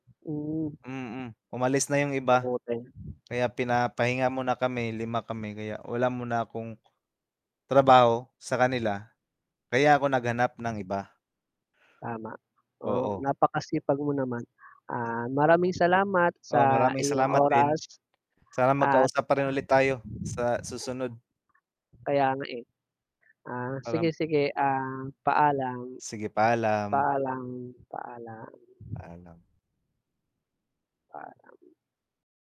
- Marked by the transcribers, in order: static; tapping; other background noise; wind; dog barking
- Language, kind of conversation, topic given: Filipino, unstructured, Paano nakakaapekto ang kapaligiran sa iyong malikhaing proseso?